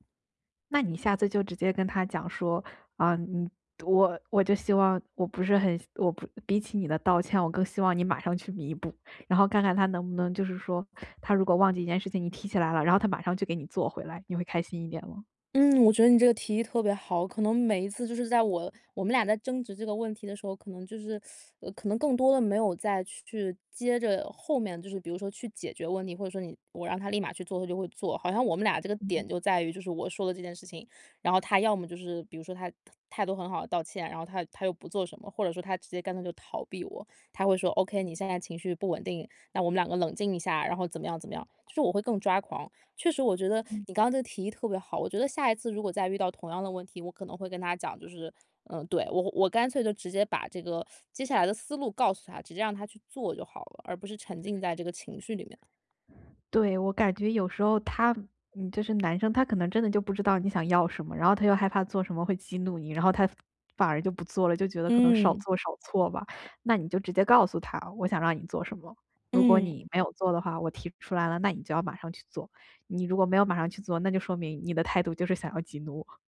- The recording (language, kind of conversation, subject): Chinese, advice, 我怎样才能更好地识别并命名自己的情绪？
- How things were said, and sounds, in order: tapping; other background noise; teeth sucking